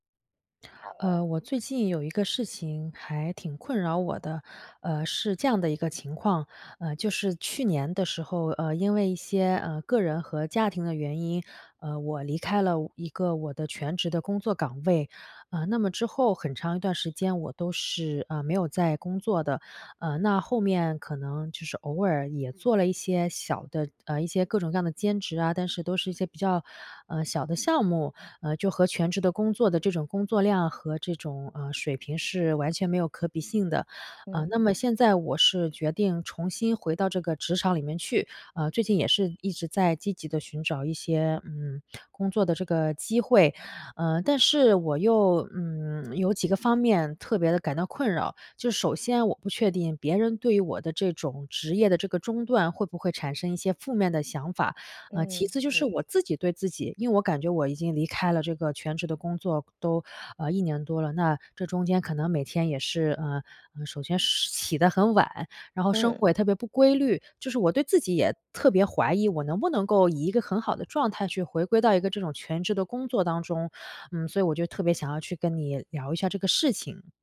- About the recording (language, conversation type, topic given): Chinese, advice, 中断一段时间后开始自我怀疑，怎样才能重新找回持续的动力和自律？
- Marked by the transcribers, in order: other noise